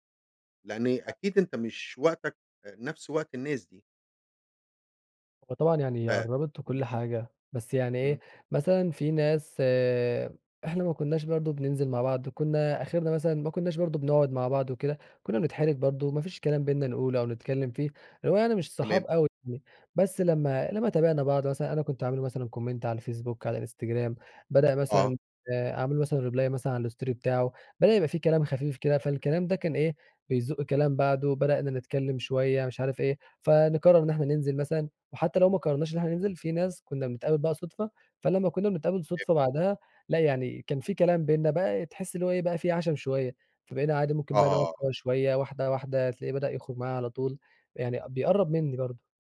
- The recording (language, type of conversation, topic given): Arabic, podcast, إزاي السوشيال ميديا أثّرت على علاقاتك اليومية؟
- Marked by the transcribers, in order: in English: "comment"; in English: "reply"; in English: "الstory"